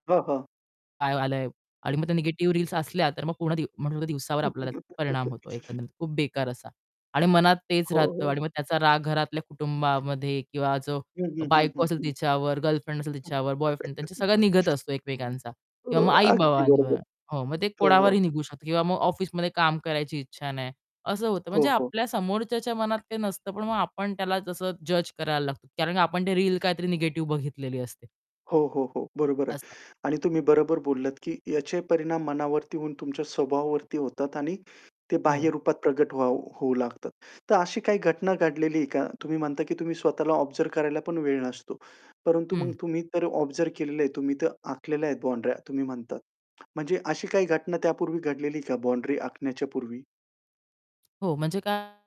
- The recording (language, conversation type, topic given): Marathi, podcast, तुम्हाला तुमच्या डिजिटल वापराच्या सीमा कशा ठरवायला आवडतात?
- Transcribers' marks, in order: distorted speech; other background noise; laugh; static; laugh; tapping; in English: "ऑब्झर्व"; in English: "ऑब्झर्व"